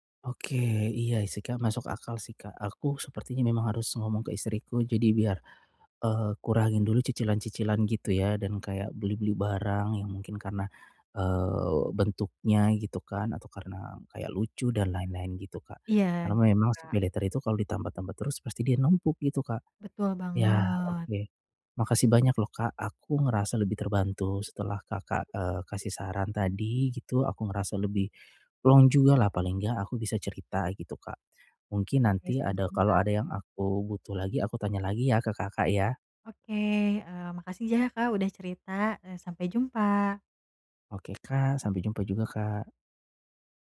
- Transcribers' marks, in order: "Iya" said as "iyai"
- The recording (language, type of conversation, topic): Indonesian, advice, Bagaimana cara membuat anggaran yang membantu mengurangi utang?